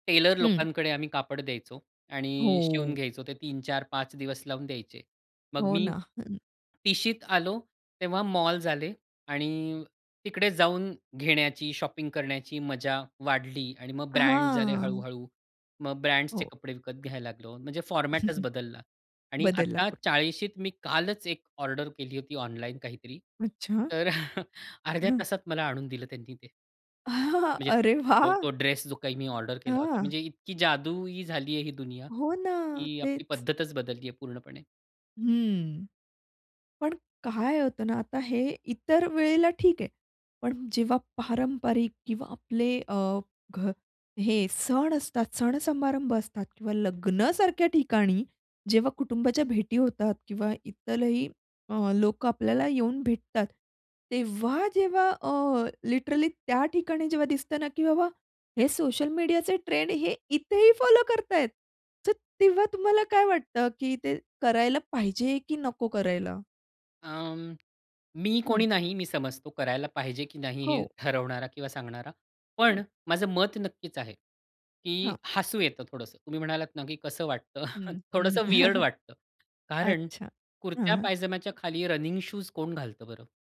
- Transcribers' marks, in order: other background noise; unintelligible speech; in English: "शॉपिंग"; drawn out: "हां"; in English: "फॉर्मॅटच"; chuckle; chuckle; chuckle; tapping; in English: "लिटरली"; chuckle; in English: "विअर्ड"; chuckle
- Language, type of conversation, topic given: Marathi, podcast, सोशल मीडियामुळे तुमच्या कपड्यांच्या पसंतीत बदल झाला का?